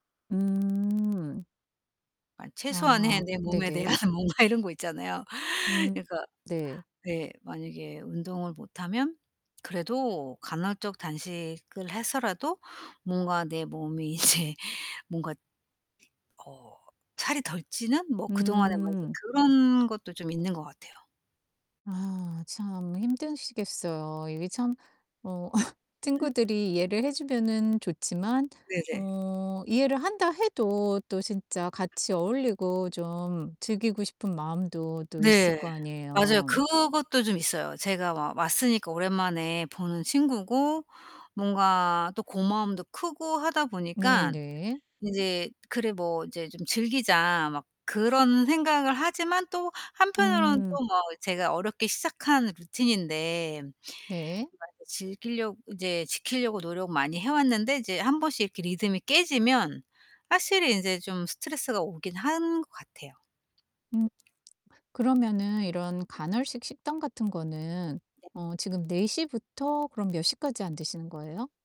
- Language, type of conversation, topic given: Korean, advice, 여행이나 주말에 일정이 바뀌어 루틴이 흐트러질 때 스트레스를 어떻게 관리하면 좋을까요?
- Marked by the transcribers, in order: distorted speech; laughing while speaking: "대한 뭔가"; laughing while speaking: "이제"; other background noise; "힘드시겠어요" said as "힘든시겠어요"; laugh; other noise; tapping